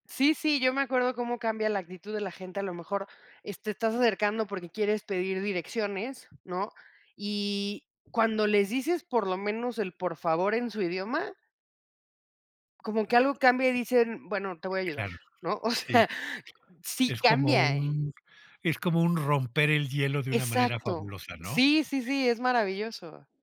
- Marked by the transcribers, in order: other noise; other background noise; laughing while speaking: "O sea"; tapping
- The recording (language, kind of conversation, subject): Spanish, podcast, ¿Cómo fue conocer gente en un país donde no hablabas el idioma?